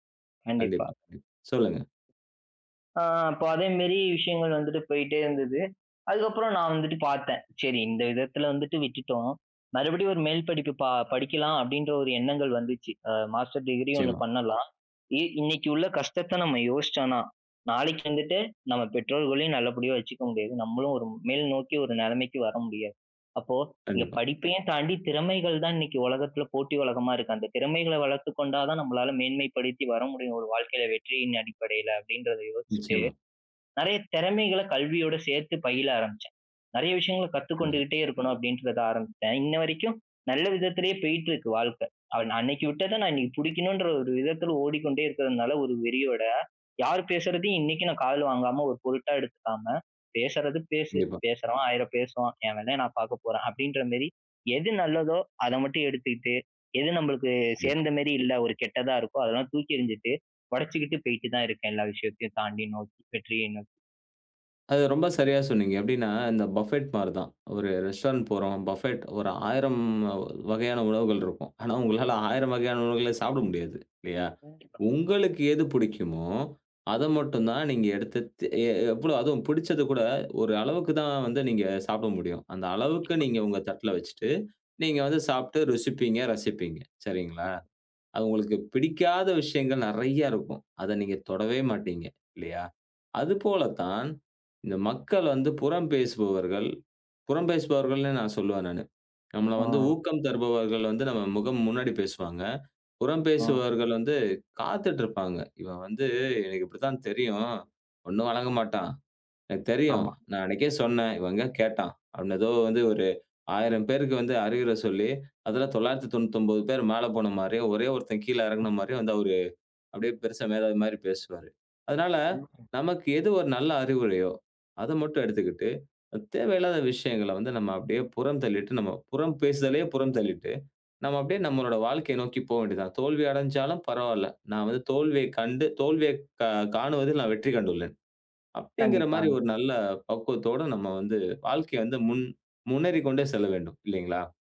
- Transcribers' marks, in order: other noise; other background noise; in English: "மாஸ்டர் டிகிரி"; "போயிட்டு" said as "பேயிட்டு"; in English: "பஃபெட்"; in English: "ரெஸ்டாரண்ட்"; in English: "பஃபெட்"; laughing while speaking: "ஆனா, உங்களால ஆயிரம் வகையான உணவுகள சாப்பிட முடியாது இல்லயா"; tapping; unintelligible speech
- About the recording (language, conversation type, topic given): Tamil, podcast, தோல்வி உன் சந்தோஷத்தை குறைக்காமலிருக்க எப்படி பார்த்துக் கொள்கிறாய்?